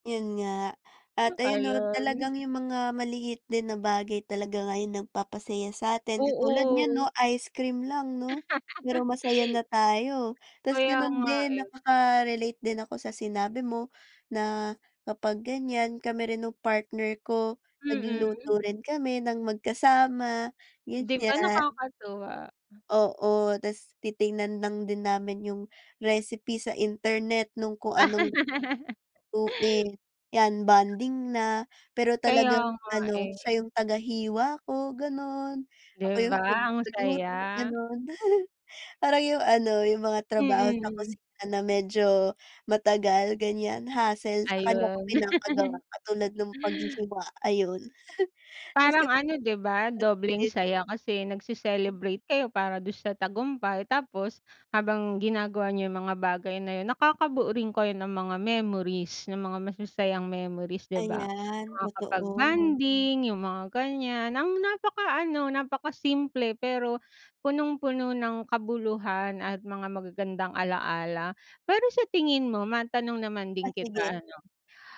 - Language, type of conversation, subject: Filipino, unstructured, Paano mo ipinagdiriwang ang iyong mga tagumpay, maliit man o malaki?
- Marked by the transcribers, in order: laugh; laugh; chuckle; chuckle; chuckle; other background noise